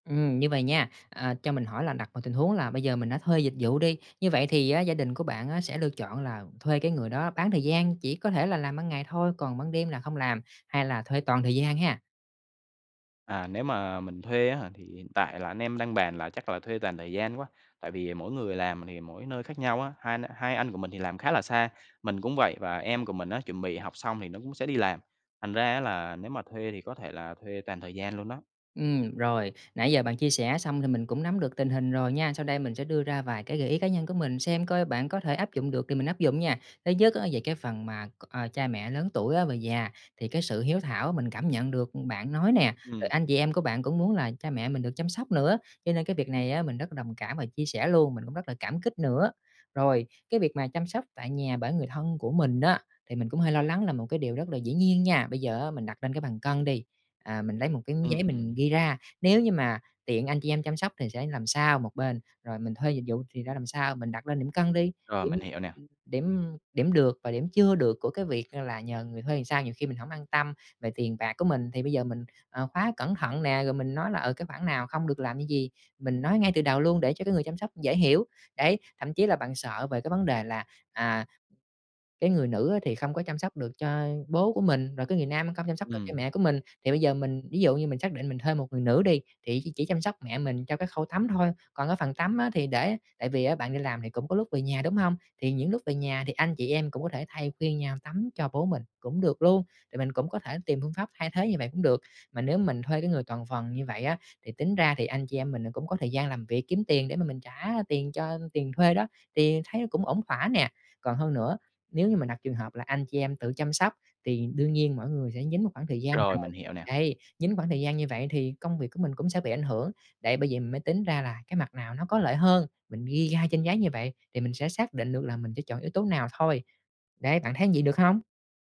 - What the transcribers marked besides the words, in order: tapping; unintelligible speech; "làm" said as "ừn"
- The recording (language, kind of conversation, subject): Vietnamese, advice, Khi cha mẹ đã lớn tuổi và sức khỏe giảm sút, tôi nên tự chăm sóc hay thuê dịch vụ chăm sóc?